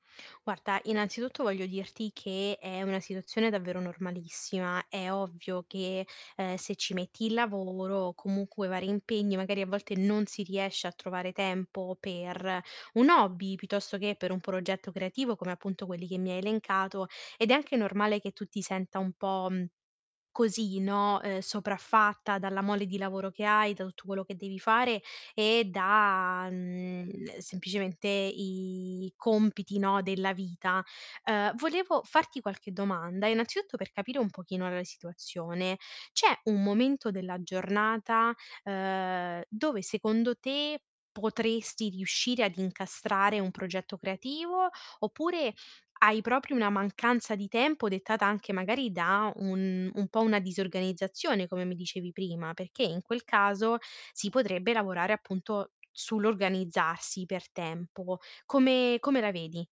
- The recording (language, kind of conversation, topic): Italian, advice, Come posso ritagliarmi del tempo costante per portare avanti i miei progetti creativi?
- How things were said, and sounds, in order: other background noise; drawn out: "i"